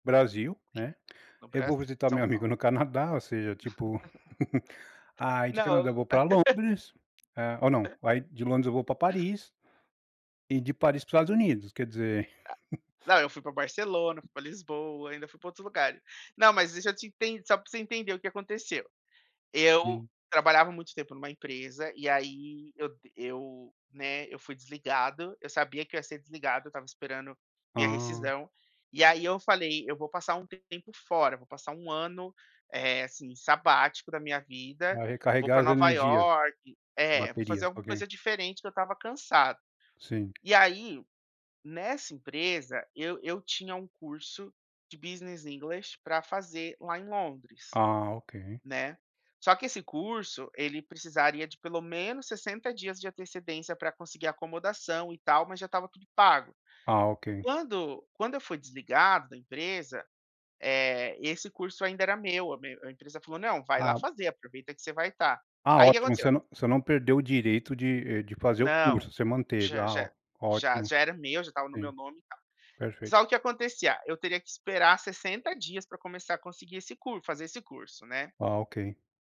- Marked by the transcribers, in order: laugh; tapping; laugh; laugh; chuckle; chuckle; in English: "Business English"
- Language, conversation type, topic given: Portuguese, podcast, O que te ajuda a desconectar nas férias, de verdade?